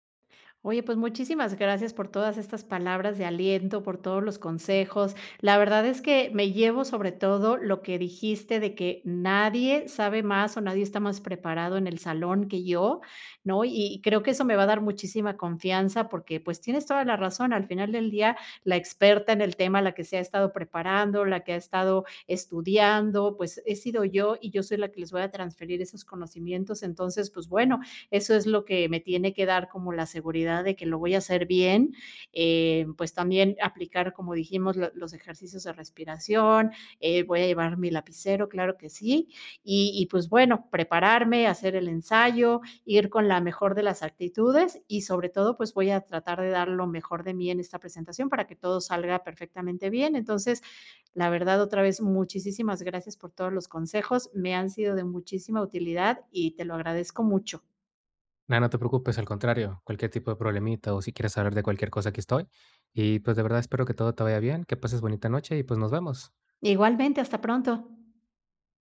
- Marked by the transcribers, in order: none
- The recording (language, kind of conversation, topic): Spanish, advice, ¿Cómo puedo hablar en público sin perder la calma?